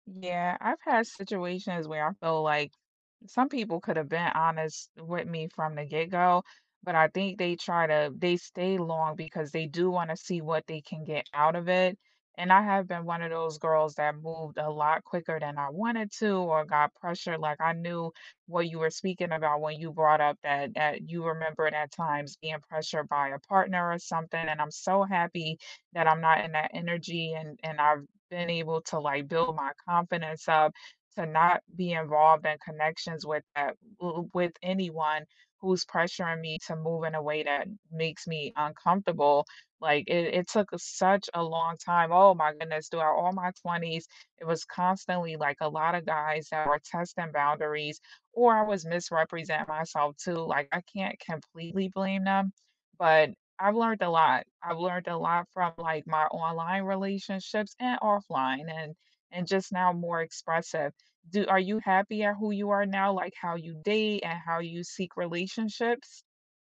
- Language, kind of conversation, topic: English, unstructured, How can you deepen trust online and offline by expressing your needs, setting healthy boundaries, and aligning expectations?
- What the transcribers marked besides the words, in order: tapping; other background noise